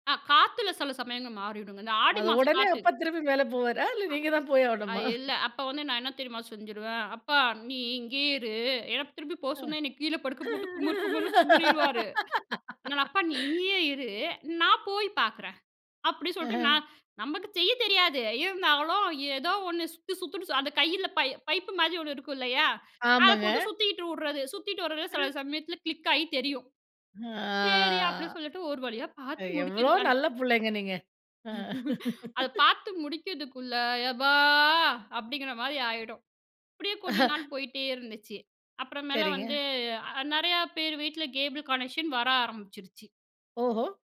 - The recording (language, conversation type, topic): Tamil, podcast, உங்கள் குழந்தைப் பருவத்தில் உங்களுக்கு மிகவும் பிடித்த தொலைக்காட்சி நிகழ்ச்சி எது?
- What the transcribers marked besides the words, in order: laughing while speaking: "அது உடனே அப்பா திருப்பி மேல போவாரா, இல்ல நீங்க தான் போய் ஆவணுமா?"; other noise; laugh; chuckle; in English: "கிளிக்காயி"; drawn out: "ஆ"; chuckle; laugh; drawn out: "எபா"; chuckle; in English: "கேபிள் கனெக்ஷன்"